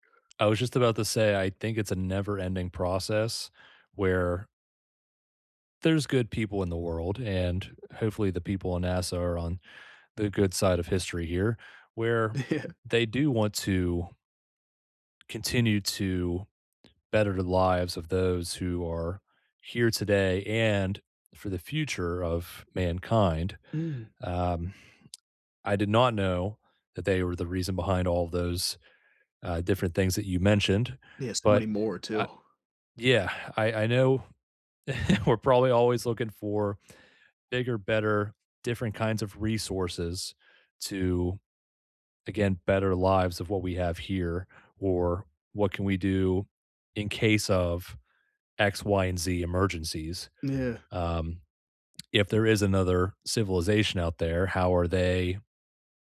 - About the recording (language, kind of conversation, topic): English, unstructured, What do you find most interesting about space?
- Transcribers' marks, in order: chuckle; tapping; chuckle